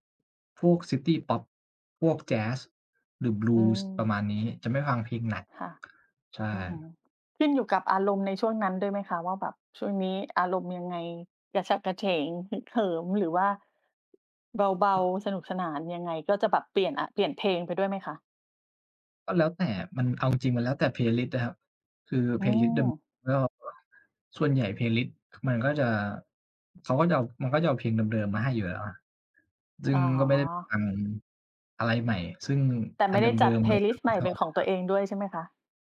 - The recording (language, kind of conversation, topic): Thai, unstructured, คุณชอบฟังเพลงระหว่างทำงานหรือชอบทำงานในความเงียบมากกว่ากัน และเพราะอะไร?
- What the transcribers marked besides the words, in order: tapping; unintelligible speech; other noise